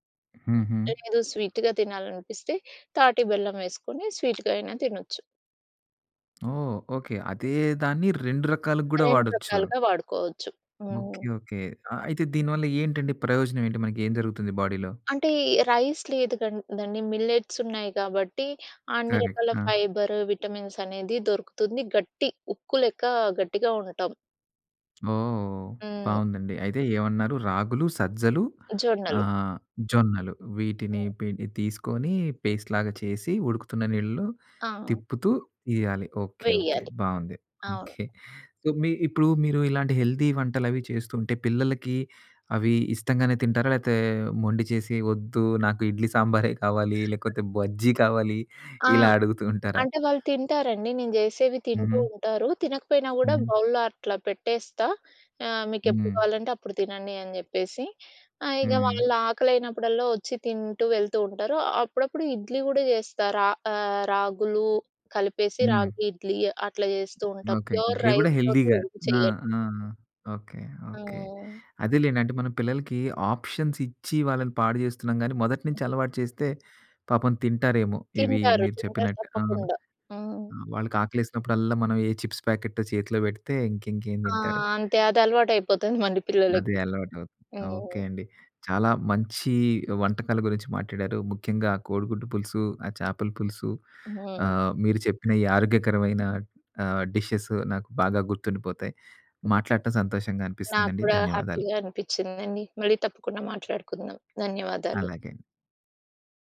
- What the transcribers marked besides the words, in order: in English: "స్వీట్‌గా"; in English: "స్వీట్‌గా"; other background noise; tapping; in English: "బాడీలో?"; in English: "రైస్"; in English: "మిల్లెట్స్"; in English: "కరెక్ట్"; in English: "ఫైబర్, విటమిన్స్"; in English: "పేస్ట్‌లాగా"; in English: "సో"; in English: "హెల్తీ"; in English: "బౌల్‌లో"; in English: "ప్యూర్ రైస్‌తోటి"; in English: "హెల్తీగా"; in English: "ఆప్షన్స్"; other noise; in English: "చిప్స్ ప్యాకెట్"; in English: "డిషెస్"; in English: "హ్యాపీగా"
- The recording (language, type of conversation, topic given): Telugu, podcast, మీ ఇంటి ప్రత్యేక వంటకం ఏది?